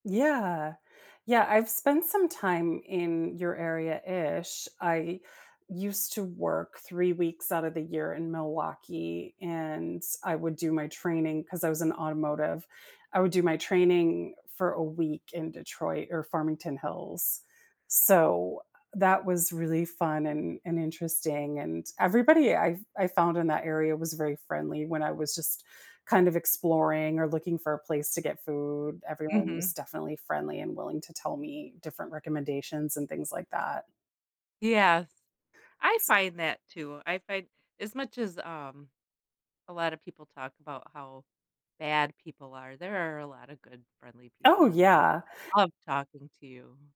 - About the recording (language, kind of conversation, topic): English, unstructured, How can I avoid tourist traps without missing highlights?
- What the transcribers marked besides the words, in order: none